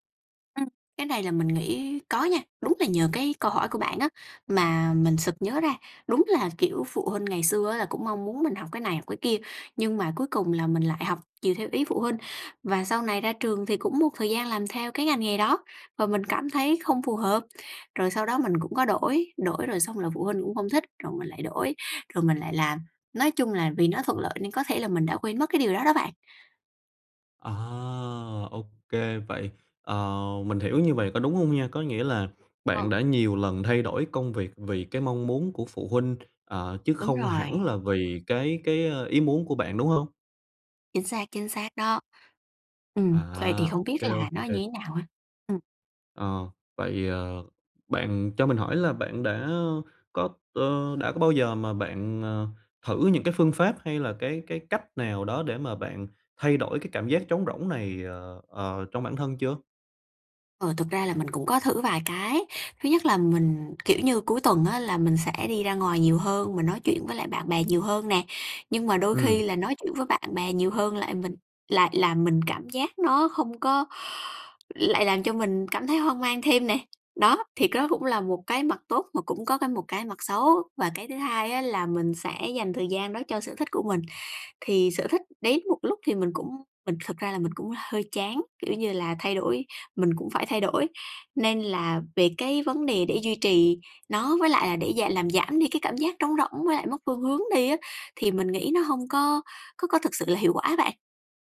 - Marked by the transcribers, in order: tapping
- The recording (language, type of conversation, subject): Vietnamese, advice, Tại sao tôi đã đạt được thành công nhưng vẫn cảm thấy trống rỗng và mất phương hướng?